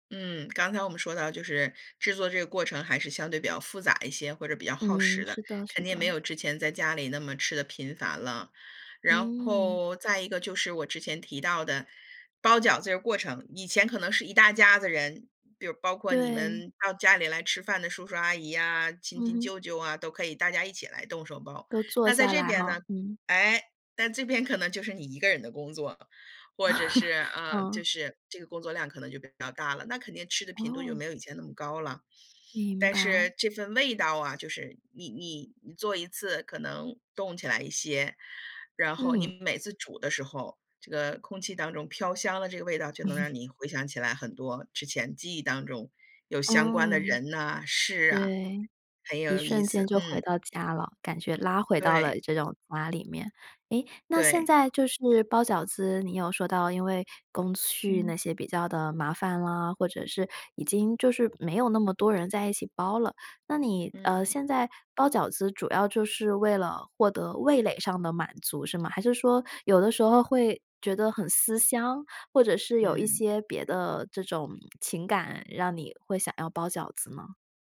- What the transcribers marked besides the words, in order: "亲戚" said as "亲亲"; laugh; laugh
- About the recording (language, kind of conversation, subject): Chinese, podcast, 食物如何影响你对家的感觉？